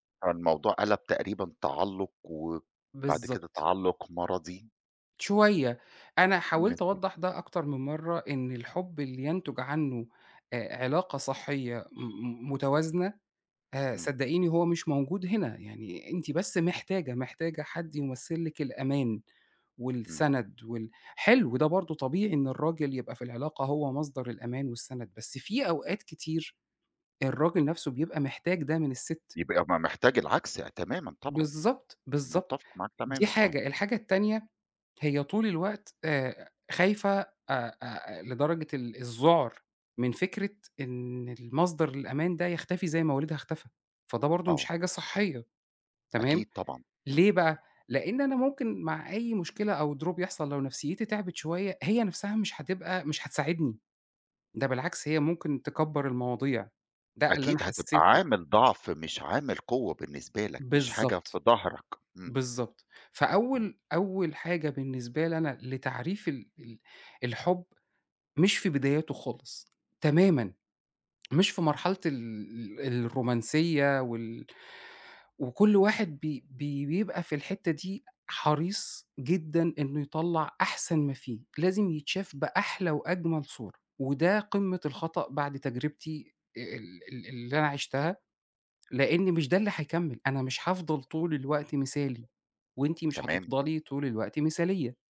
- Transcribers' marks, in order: unintelligible speech; other background noise; in English: "Drop"; tapping
- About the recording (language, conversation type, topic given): Arabic, podcast, إزاي بتعرف إن ده حب حقيقي؟